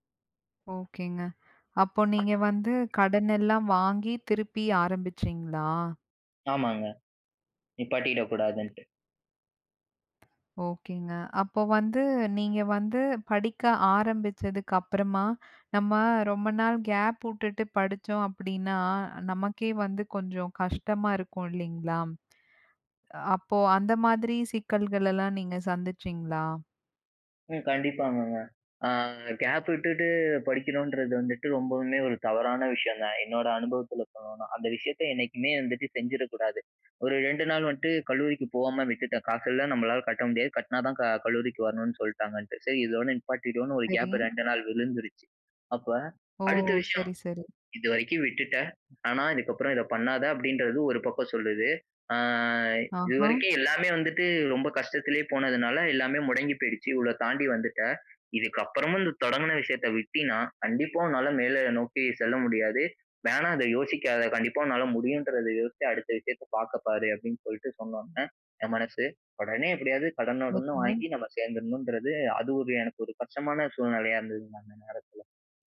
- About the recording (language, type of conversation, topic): Tamil, podcast, மீண்டும் கற்றலைத் தொடங்குவதற்கு சிறந்த முறையெது?
- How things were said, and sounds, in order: other background noise; horn; "வந்துட்டு" said as "வன்ட்டு"; unintelligible speech